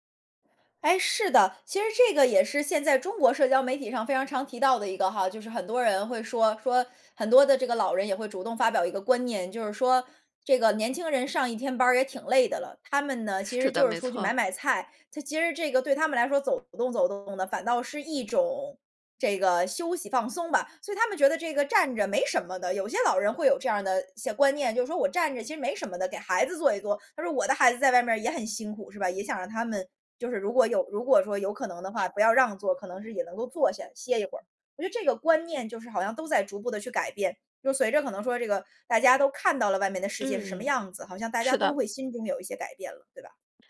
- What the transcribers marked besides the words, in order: other background noise
- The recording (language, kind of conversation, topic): Chinese, podcast, 如何在通勤途中练习正念？